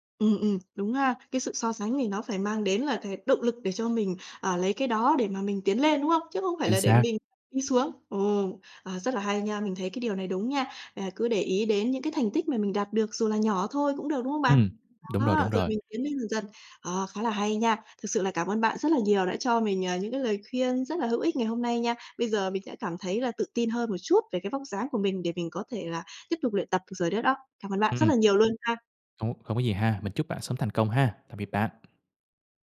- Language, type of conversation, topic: Vietnamese, advice, Làm thế nào để bớt tự ti về vóc dáng khi tập luyện cùng người khác?
- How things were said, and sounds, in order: none